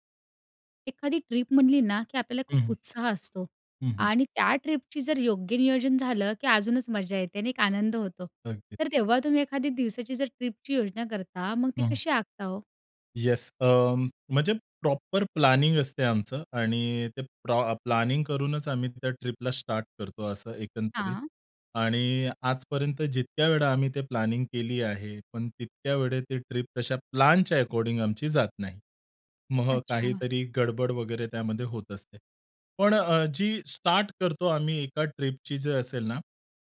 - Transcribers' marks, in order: tapping; other background noise; in English: "प्रॉपर प्लॅनिंग"; in English: "प्र प्लॅनिंग"; in English: "प्लॅनिंग"; in English: "प्लॅनच्या एकॉर्डीन्ग"
- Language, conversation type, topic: Marathi, podcast, एका दिवसाच्या सहलीची योजना तुम्ही कशी आखता?